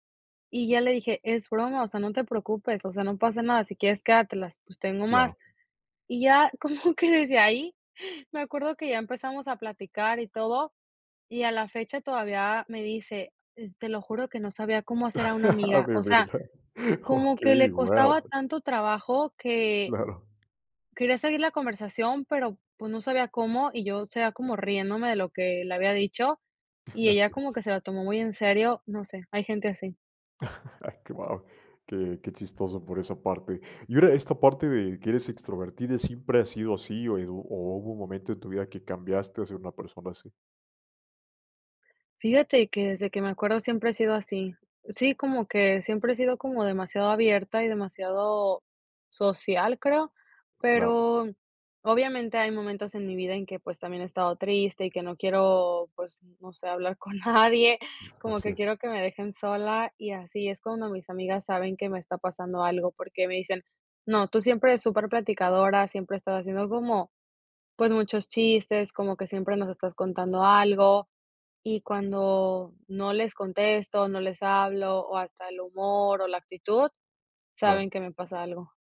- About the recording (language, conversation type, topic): Spanish, podcast, ¿Cómo rompes el hielo con desconocidos que podrían convertirse en amigos?
- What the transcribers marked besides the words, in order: laughing while speaking: "ya como que desde ahí"; laughing while speaking: "Ah, de verdad. Okey, guau"; chuckle; laughing while speaking: "Wao"; laughing while speaking: "hablar con nadie"